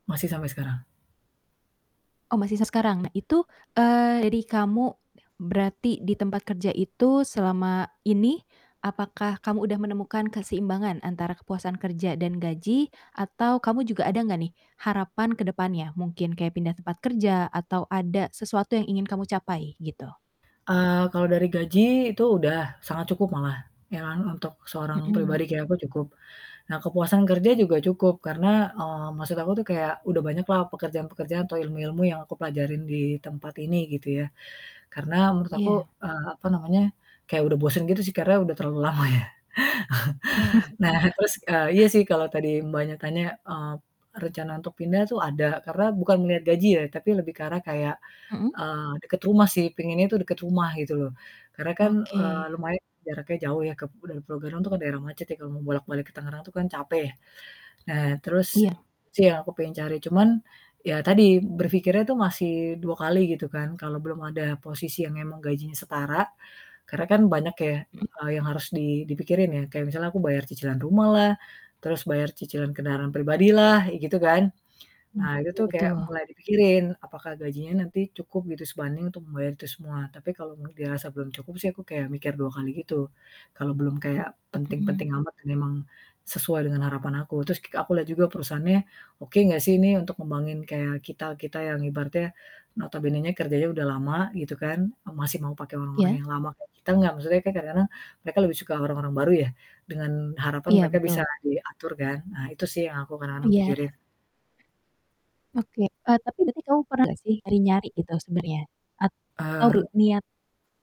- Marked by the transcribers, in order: static; "sekarang" said as "seskarang"; distorted speech; laughing while speaking: "lama ya"; chuckle; other background noise
- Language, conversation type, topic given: Indonesian, podcast, Bagaimana kamu menyeimbangkan gaji dengan kepuasan kerja?